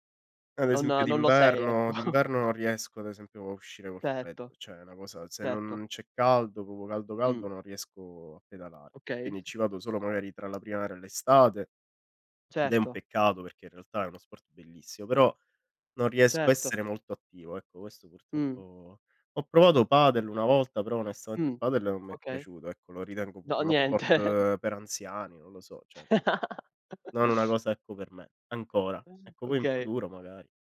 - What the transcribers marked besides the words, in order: chuckle; tapping; "Certo" said as "cetto"; "certo" said as "cetto"; "Cioè" said as "ceh"; "proprio" said as "propro"; "Certo" said as "cetto"; "Certo" said as "cetto"; chuckle; "proprio" said as "popo"; laugh; "cioè" said as "ceh"
- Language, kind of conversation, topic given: Italian, unstructured, Come puoi scegliere l’attività fisica più adatta a te?